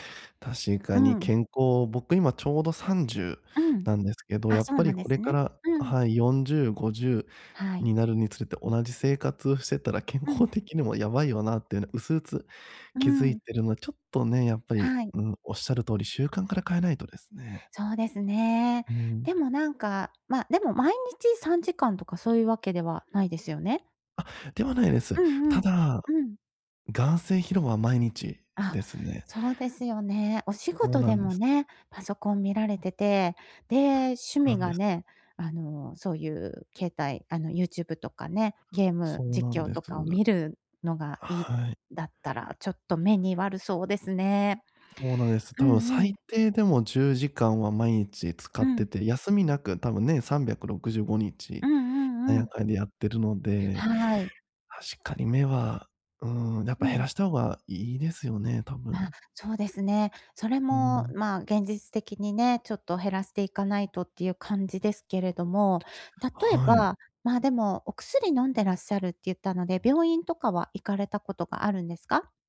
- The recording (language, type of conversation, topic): Japanese, advice, 就寝前にスマホや画面をつい見てしまう習慣をやめるにはどうすればいいですか？
- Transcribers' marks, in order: laughing while speaking: "健康的にも"; other background noise